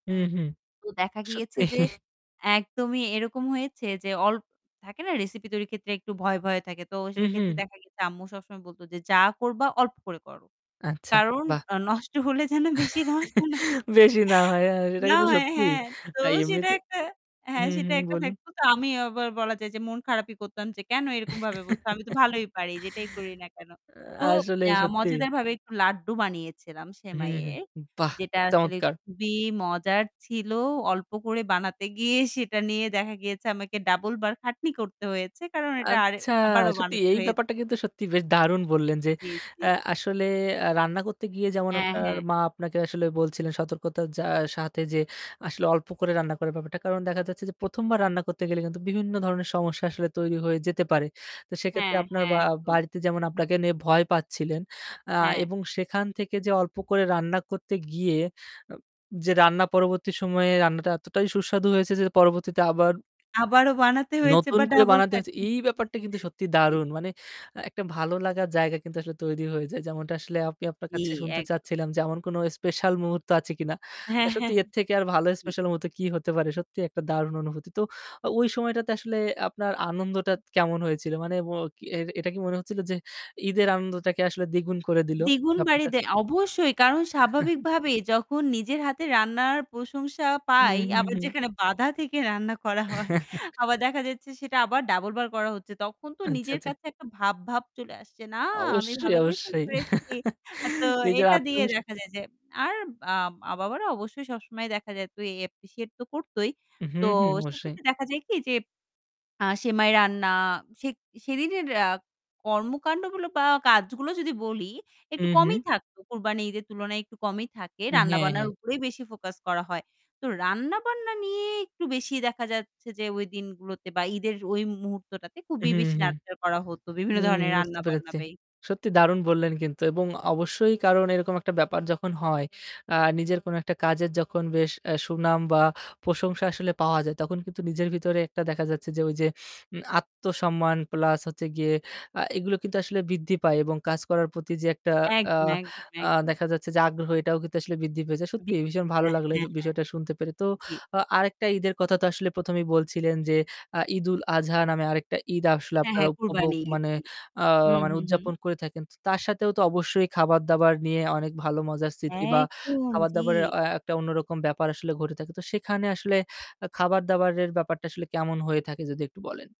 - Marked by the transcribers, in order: static; chuckle; distorted speech; laughing while speaking: "নষ্ট হলে যেন বেশি নষ্ট না হয়"; chuckle; laughing while speaking: "বেশি না হয়। আ সেটা কিন্তু সত্যি"; laughing while speaking: "না, হ্যাঁ, তো সেটা একটা হ্যাঁ সেটা একটা থাকতো, তো"; chuckle; tapping; other background noise; laughing while speaking: "আ আসলে সত্যি"; chuckle; laughing while speaking: "হ্যাঁ"; chuckle; laughing while speaking: "রান্না করা হয়"; chuckle; chuckle; in English: "appreciate"; in English: "nurture"; unintelligible speech
- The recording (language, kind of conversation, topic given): Bengali, podcast, ঈদের খাওয়ায় কোন খাবারগুলো তোমার কাছে অপরিহার্য?